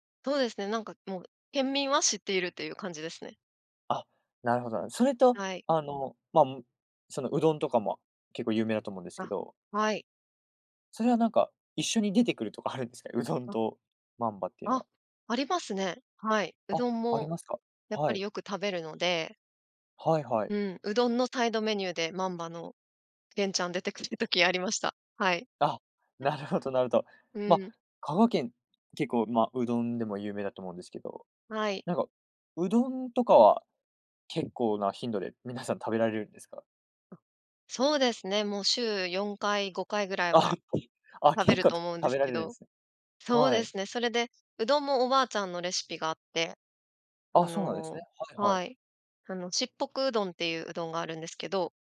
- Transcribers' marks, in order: laughing while speaking: "うどんと"; laughing while speaking: "出てくる時"; unintelligible speech; other noise; laughing while speaking: "ああ、 けかと"
- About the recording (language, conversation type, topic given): Japanese, podcast, おばあちゃんのレシピにはどんな思い出がありますか？